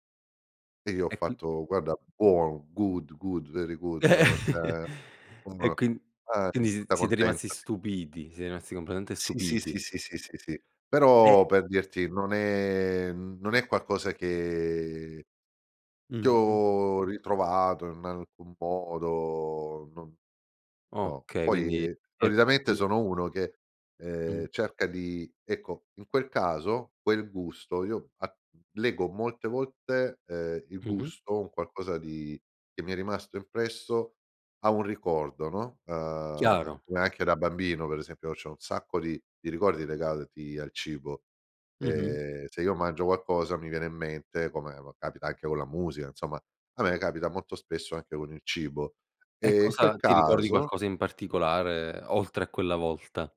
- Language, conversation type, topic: Italian, podcast, Qual è il miglior cibo di strada che hai provato?
- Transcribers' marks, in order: in English: "good, good, very good"; chuckle; "cioè" said as "ceh"; unintelligible speech; unintelligible speech; drawn out: "è"; drawn out: "che"; drawn out: "modo"; unintelligible speech; tapping